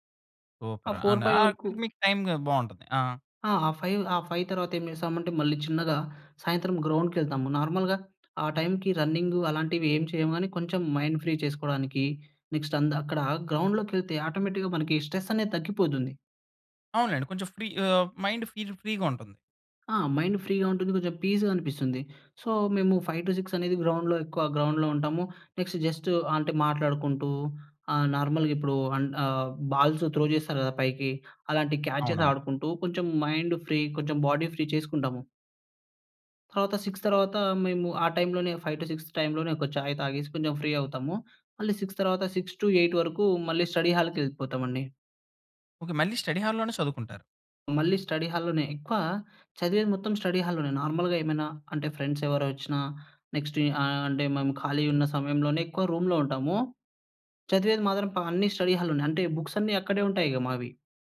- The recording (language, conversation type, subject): Telugu, podcast, పనిపై దృష్టి నిలబెట్టుకునేందుకు మీరు పాటించే రోజువారీ రొటీన్ ఏమిటి?
- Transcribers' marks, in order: in English: "సూపర్"; in English: "ఫోర్ ఫైవ్"; tapping; in English: "ఫైవ్"; in English: "ఫైవ్"; in English: "నార్మల్‌గా"; in English: "మైండ్ ఫ్రీ"; in English: "నెక్స్ట్"; in English: "ఆటోమేటిక్‌గా"; in English: "ఫ్రీ"; in English: "ఫ్రీ‌గా"; in English: "ఫ్రీగా"; in English: "పీస్‌గా"; in English: "సో"; in English: "ఫైవ్ టు సిక్స్"; in English: "గ్రౌండ్‌లో"; in English: "గ్రౌండ్‌లో"; in English: "నెక్స్ట్ జస్ట్"; in English: "త్రో"; in English: "క్యాచెస్"; in English: "మైండ్ ఫ్రీ"; in English: "బాడీ ఫ్రీ"; in English: "సిక్స్"; in English: "ఫైవ్ టు సిక్స్"; in English: "ఫ్రీ"; in English: "సిక్స్"; in English: "సిక్స్ టు ఎయిట్"; in English: "స్టడీ"; in English: "స్టడీ"; in English: "స్టడీ"; in English: "స్టడీ"; in English: "నార్మల్‌గా"; other background noise; in English: "స్టడీ"